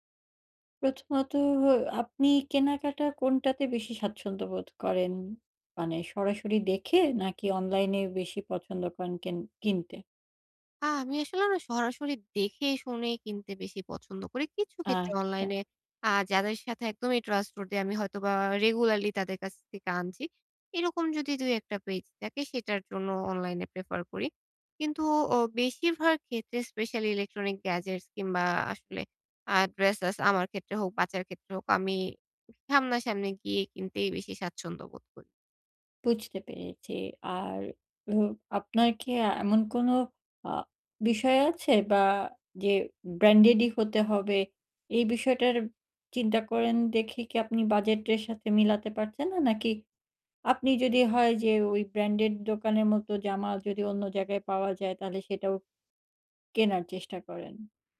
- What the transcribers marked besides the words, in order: in English: "trustworthy"; in English: "প্রেফার"; in English: "specially electronics gadgets"; in English: "ড্রেসেস"
- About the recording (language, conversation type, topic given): Bengali, advice, বাজেট সীমায় মানসম্মত কেনাকাটা